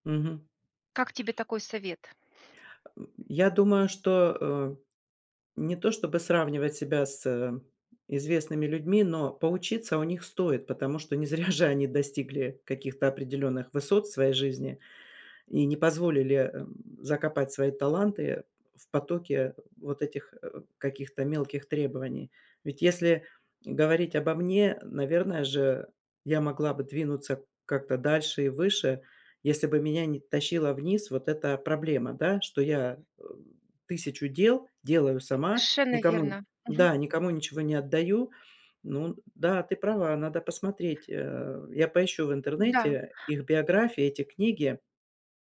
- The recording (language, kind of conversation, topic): Russian, advice, Как мне научиться доверять сотрудникам и делегировать ключевые задачи в стартапе?
- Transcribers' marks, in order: laughing while speaking: "зря"